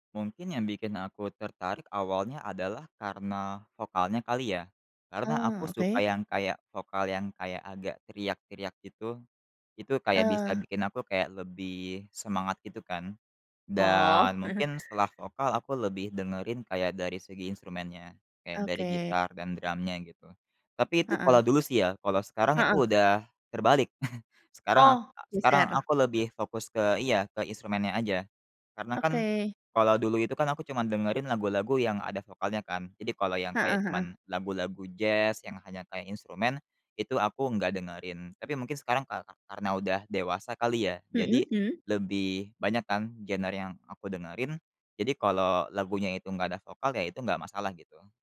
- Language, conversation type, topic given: Indonesian, podcast, Ada lagu yang selalu bikin kamu nostalgia? Kenapa ya?
- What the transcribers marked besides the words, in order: tapping; chuckle; other background noise